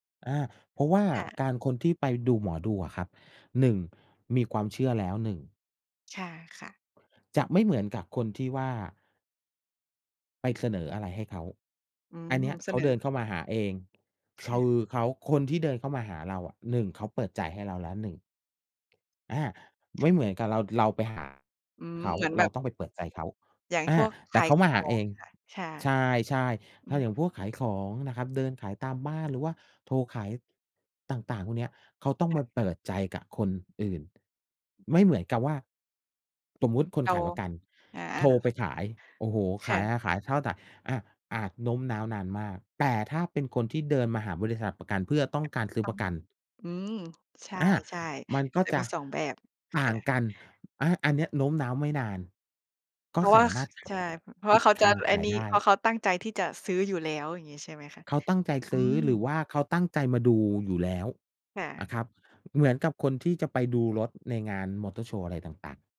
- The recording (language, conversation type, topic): Thai, unstructured, ถ้าคุณต้องการโน้มน้าวให้ใครสักคนเชื่อคุณ คุณจะเริ่มต้นอย่างไร?
- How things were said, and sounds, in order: tapping; other background noise